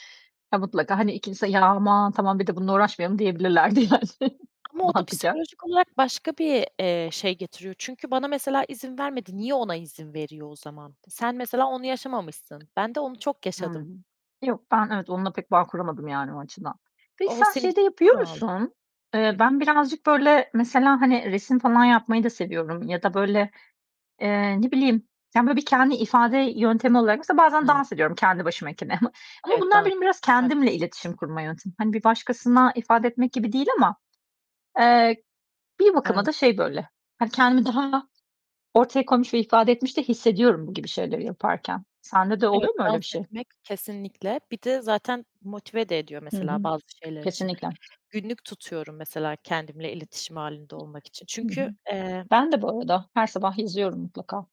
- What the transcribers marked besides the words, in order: laughing while speaking: "yani mantıken"; tapping; unintelligible speech; other background noise; unintelligible speech; distorted speech
- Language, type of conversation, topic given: Turkish, unstructured, Kendini ifade etmek için hangi yolları tercih edersin?